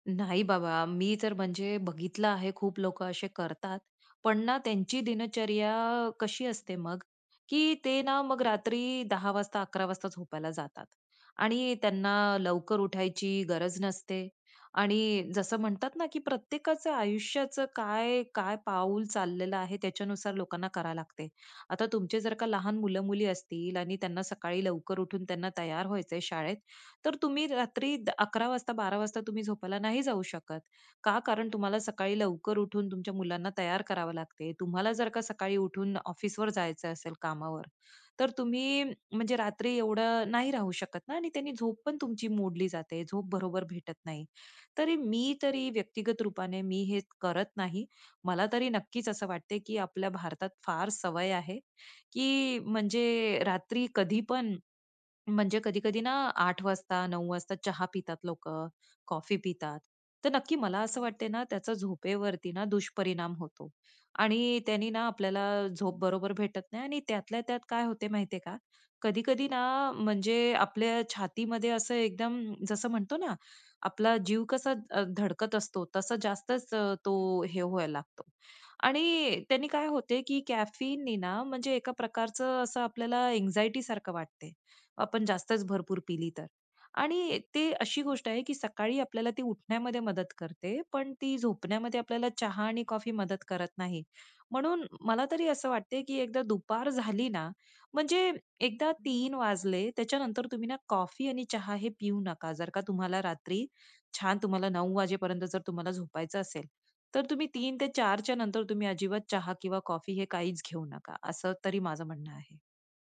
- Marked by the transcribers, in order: other background noise; in English: "अँजायटी"
- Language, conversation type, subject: Marathi, podcast, झोपण्यापूर्वी कोणते छोटे विधी तुम्हाला उपयोगी पडतात?